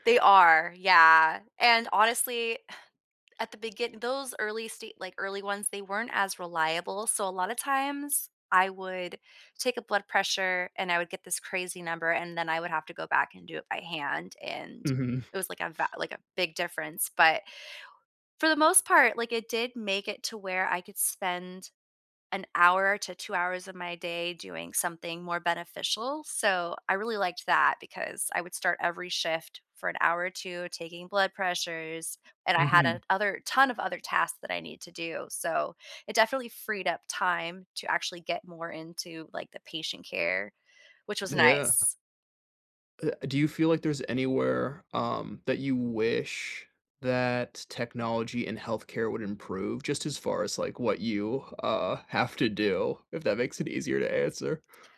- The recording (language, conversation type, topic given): English, unstructured, What role do you think technology plays in healthcare?
- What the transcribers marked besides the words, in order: scoff; tapping